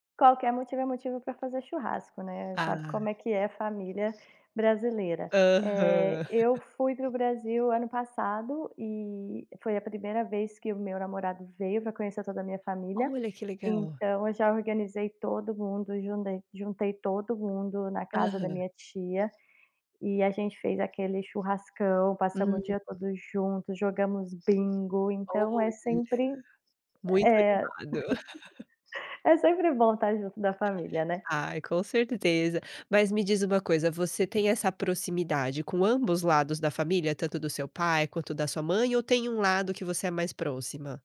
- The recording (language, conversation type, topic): Portuguese, podcast, Como vocês celebram juntos as datas mais importantes?
- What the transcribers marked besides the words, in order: other background noise; laugh; laugh